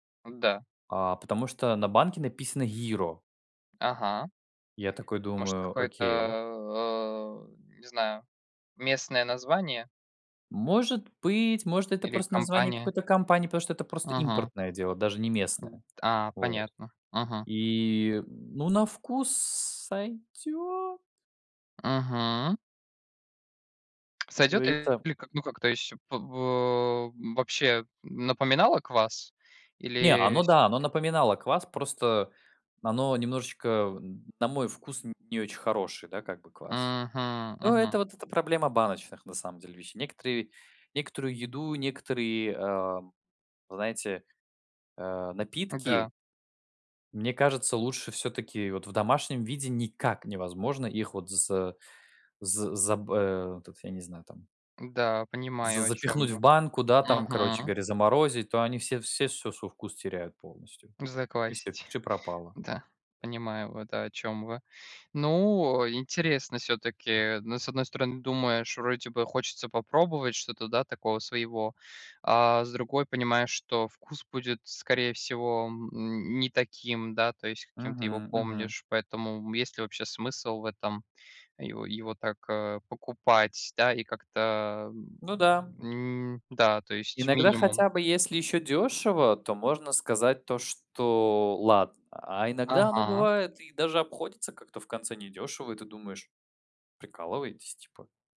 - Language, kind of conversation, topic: Russian, unstructured, Что вас больше всего раздражает в готовых блюдах из магазина?
- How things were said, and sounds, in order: none